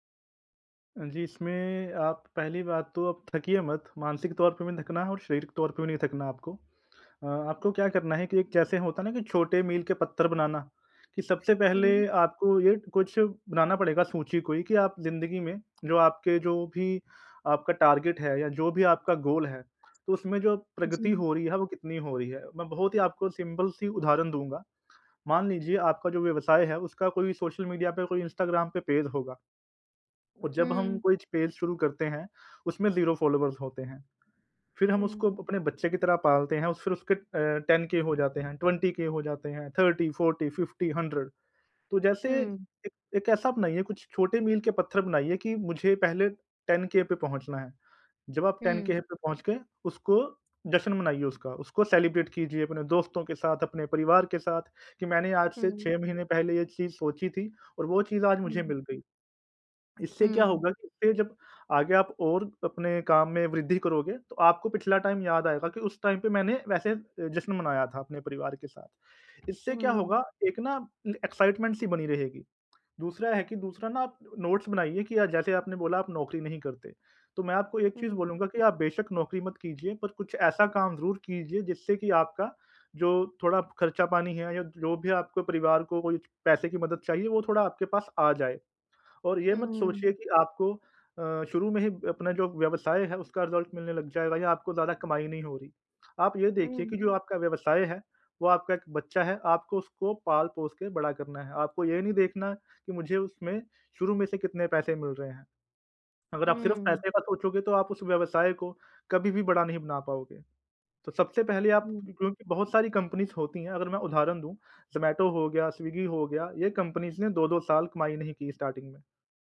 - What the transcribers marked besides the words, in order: in English: "टारगेट"; in English: "गोल"; in English: "सिंपल"; in English: "ज़ीरो"; in English: "टेन के"; in English: "ट्वेंटी के"; in English: "थर्टी फोर्टी फ़िफ्टी हंड्रेड"; in English: "टेन के"; in English: "टेन के"; in English: "सेलिब्रेट"; in English: "टाइम"; in English: "टाइम"; in English: "एक्साइटमेंट"; in English: "नोट्स"; in English: "रिजल्ट"; in English: "कंपनीज़"; in English: "कंपनीज़"; in English: "स्टार्टिंग"
- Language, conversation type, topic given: Hindi, advice, मैं अपनी प्रगति की समीक्षा कैसे करूँ और प्रेरित कैसे बना रहूँ?